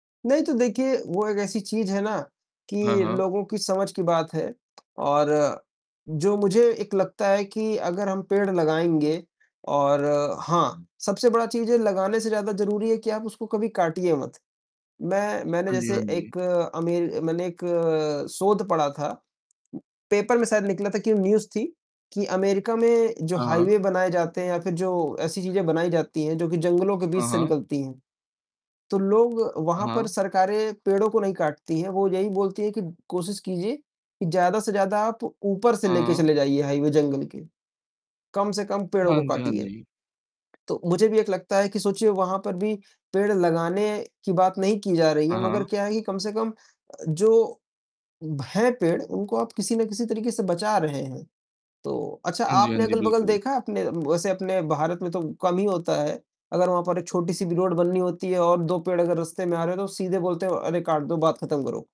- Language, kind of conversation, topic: Hindi, unstructured, आपको क्या लगता है कि हर दिन एक पेड़ लगाने से क्या फर्क पड़ेगा?
- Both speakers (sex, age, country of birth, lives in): male, 18-19, India, India; male, 20-24, India, India
- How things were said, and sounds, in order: distorted speech; tapping; in English: "पेपर"; in English: "न्यूज़"; in English: "रोड"